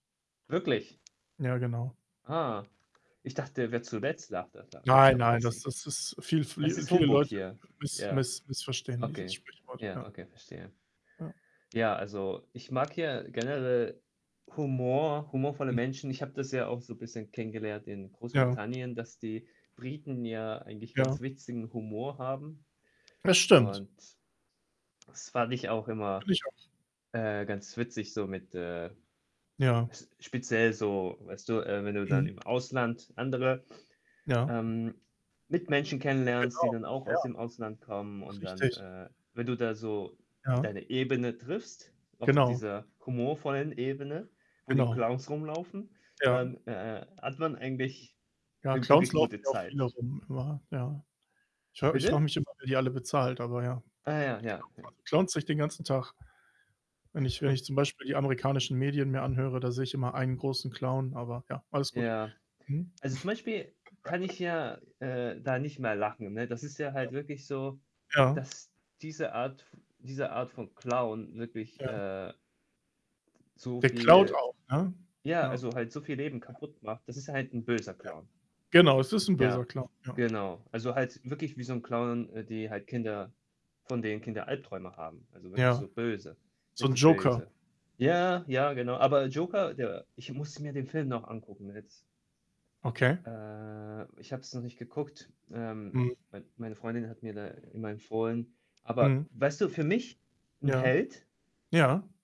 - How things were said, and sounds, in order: static; other background noise; distorted speech; tapping; unintelligible speech; snort; chuckle; background speech; drawn out: "Äh"
- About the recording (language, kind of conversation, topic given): German, unstructured, Welche Rolle spielt Humor in deinem Alltag?